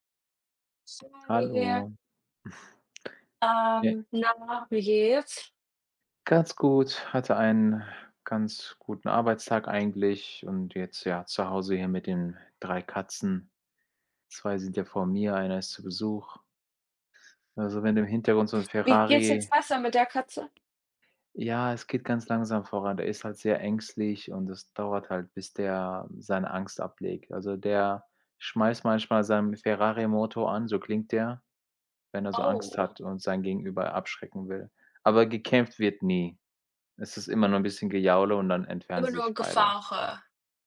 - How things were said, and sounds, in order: unintelligible speech; chuckle
- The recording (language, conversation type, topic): German, unstructured, Welche wissenschaftliche Entdeckung hat dich glücklich gemacht?